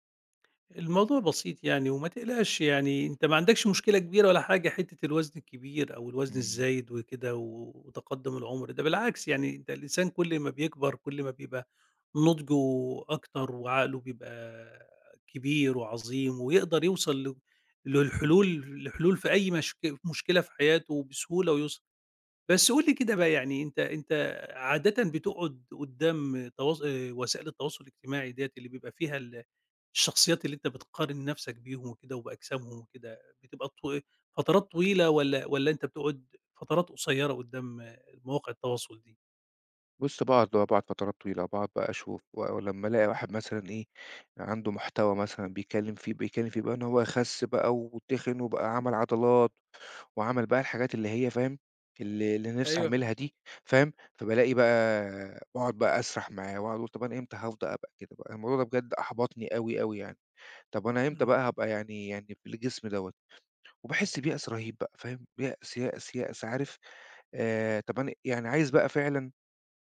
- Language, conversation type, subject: Arabic, advice, إزّاي بتوصف/ي قلقك من إنك تقارن/ي جسمك بالناس على السوشيال ميديا؟
- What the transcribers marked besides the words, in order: tapping; other background noise